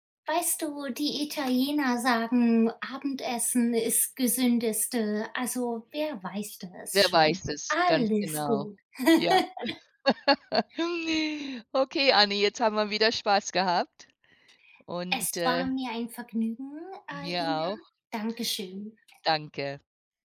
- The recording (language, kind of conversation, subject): German, unstructured, Was ist dein Lieblingsfrühstück, das du immer wieder zubereitest?
- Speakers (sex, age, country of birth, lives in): female, 40-44, Germany, United States; female, 55-59, Germany, United States
- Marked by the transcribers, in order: other background noise; laugh